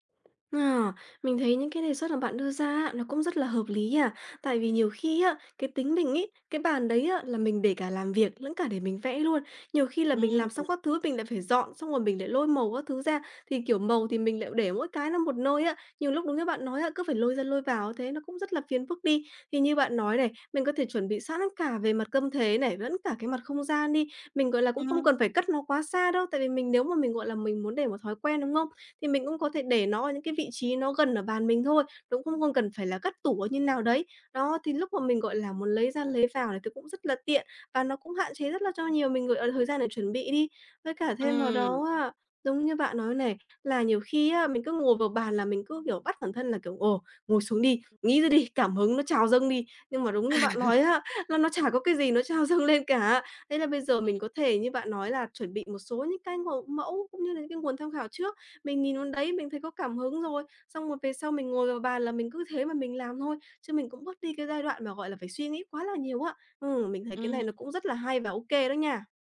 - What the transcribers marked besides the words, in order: tapping; other background noise; laugh; laughing while speaking: "dâng lên"
- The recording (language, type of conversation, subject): Vietnamese, advice, Làm thế nào để bắt đầu thói quen sáng tạo hằng ngày khi bạn rất muốn nhưng vẫn không thể bắt đầu?